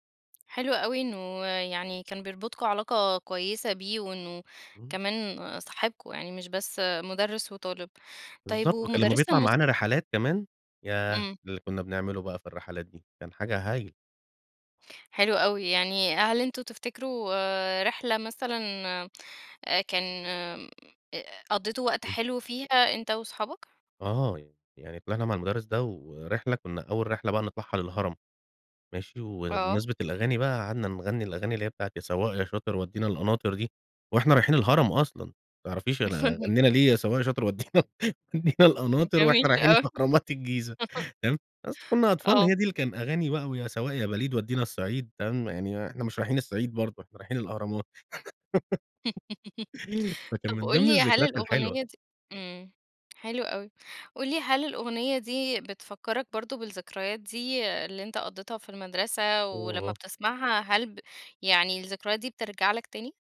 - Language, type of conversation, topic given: Arabic, podcast, إيه هي الأغنية اللي بتفكّرك بذكريات المدرسة؟
- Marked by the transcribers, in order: other background noise; laugh; laughing while speaking: "ودي وَدِينَا القناطر وإحنا رايحين اهرامات الجيزة تمام"; laughing while speaking: "جميل أوي"; chuckle; laugh